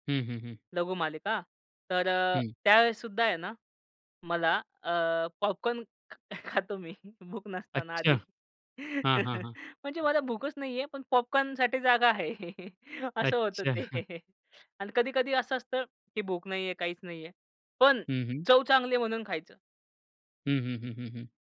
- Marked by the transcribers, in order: laughing while speaking: "खातो मी भूक नसताना आधी"; chuckle; laughing while speaking: "आहे असं होतं ते"; laughing while speaking: "अच्छा"
- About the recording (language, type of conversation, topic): Marathi, podcast, भूक नसतानाही तुम्ही कधी काही खाल्लंय का?